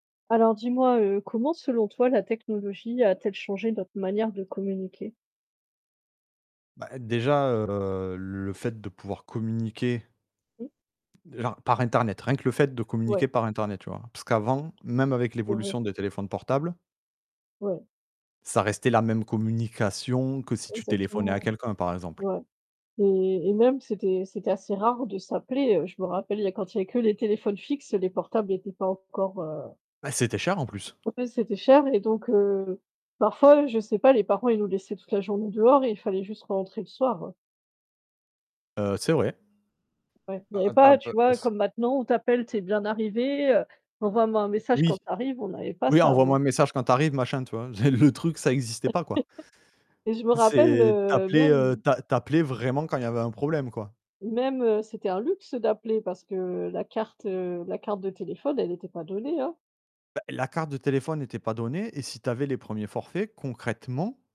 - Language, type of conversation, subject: French, unstructured, Comment la technologie a-t-elle changé notre manière de communiquer ?
- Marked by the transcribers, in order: distorted speech; other background noise; laugh; stressed: "vraiment"